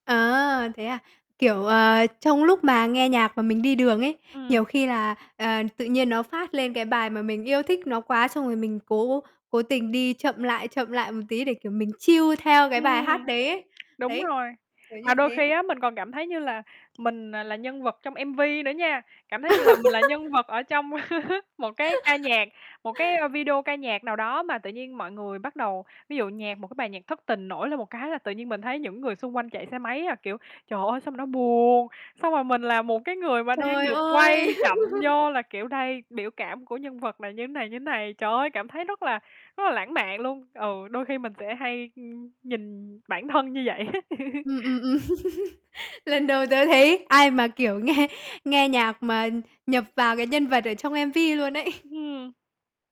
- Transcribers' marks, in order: tapping; in English: "chill"; in English: "M-V"; laugh; other background noise; distorted speech; laugh; mechanical hum; laugh; laughing while speaking: "nghe"; static; in English: "M-V"; laughing while speaking: "ấy"
- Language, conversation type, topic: Vietnamese, podcast, Âm nhạc ảnh hưởng đến cảm xúc của bạn như thế nào?